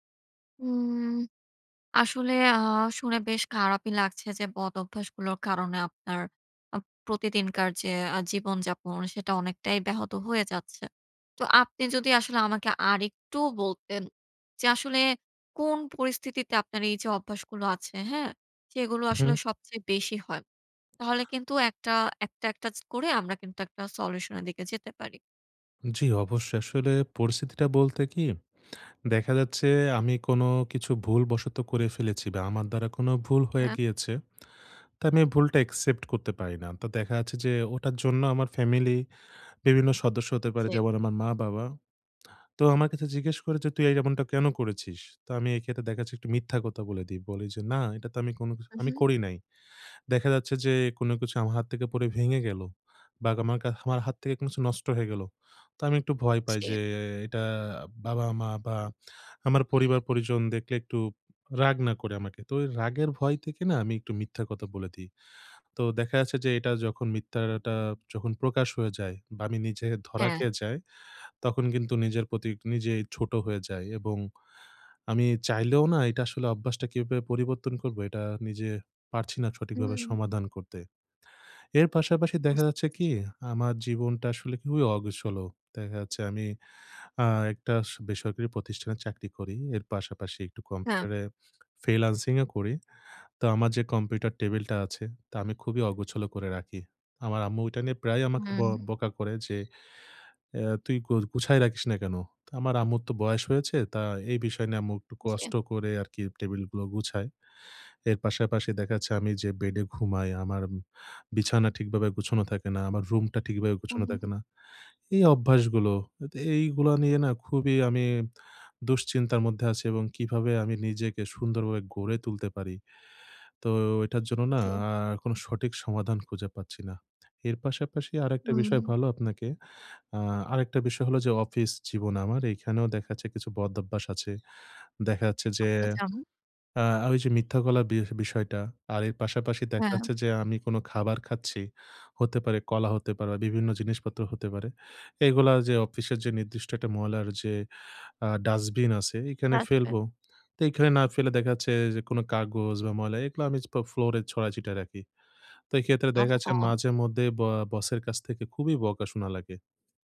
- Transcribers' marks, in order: horn; in English: "accept"; "মিথ্যাটা" said as "মিথ্যারাটা"
- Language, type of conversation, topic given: Bengali, advice, আমি কীভাবে আমার খারাপ অভ্যাসের ধারা বুঝে তা বদলাতে পারি?